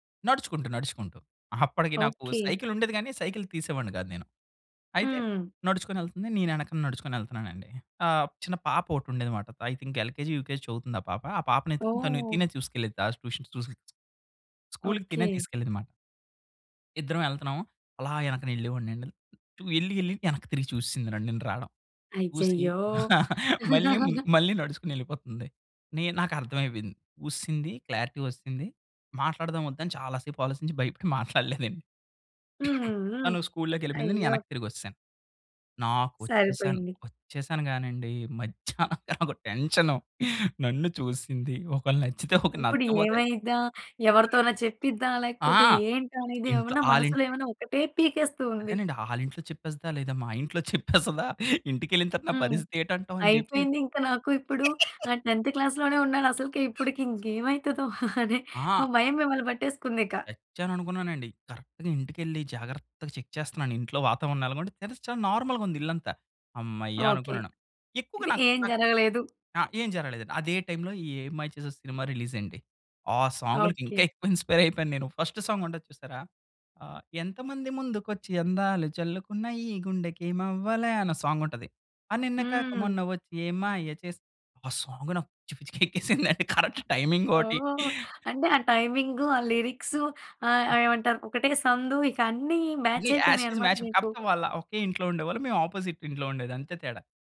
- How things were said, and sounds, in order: in English: "సైకిల్"; in English: "సైకిల్"; in English: "ఐ థింక్ ఎల్‌కె‌జి, యుకెజి"; in English: "ట్యూషన్స్ ట్యూషన్స్‌కి"; chuckle; in English: "క్లారిటీ"; cough; chuckle; tapping; other noise; in English: "టెంత్ క్లాస్‌లోనే"; laugh; giggle; in English: "కరెక్ట్‌గా"; in English: "చెక్"; in English: "నార్మల్‌గా"; in English: "రిలీజ్"; in English: "ఇన్స్పైర్"; in English: "ఫస్ట్ సాంగ్"; singing: "ఎంతమంది ముందుకు వచ్చి అందాలు చల్లుకున్నా ఈ గుండెకేమవ్వాలా"; in English: "సాంగ్"; singing: "అ! నిన్నగాక మొన్న వచ్చి ఏం మాయ చేసావే"; in English: "సాంగ్"; laughing while speaking: "పిచ్చి పిచ్చిగ ఎక్కేసింది. కరెక్ట్ టైమింగోటి"; in English: "కరెక్ట్"; other background noise; in English: "మ్యాచ్"; in English: "యాజ్ ఇట్ ఈజ్ మ్యాచ్"; in English: "ఆపోజిట్"
- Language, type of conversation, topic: Telugu, podcast, మొదటి ప్రేమ జ్ఞాపకాన్ని మళ్లీ గుర్తు చేసే పాట ఏది?